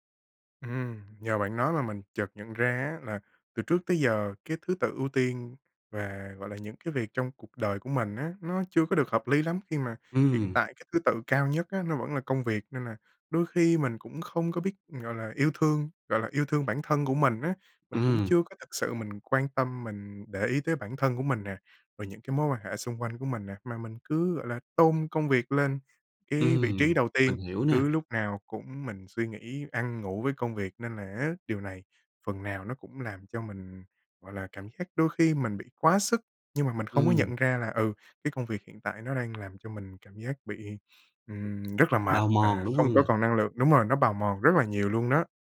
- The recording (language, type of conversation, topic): Vietnamese, advice, Làm thế nào để đặt ranh giới rõ ràng giữa công việc và gia đình?
- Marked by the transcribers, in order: tapping; other background noise